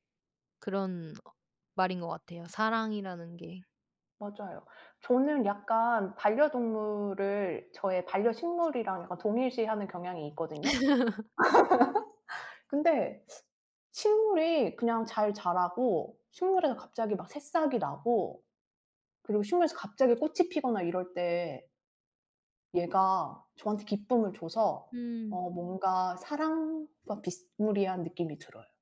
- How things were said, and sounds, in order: other background noise; laugh
- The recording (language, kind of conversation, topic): Korean, unstructured, 고양이와 강아지 중 어떤 반려동물이 더 사랑스럽다고 생각하시나요?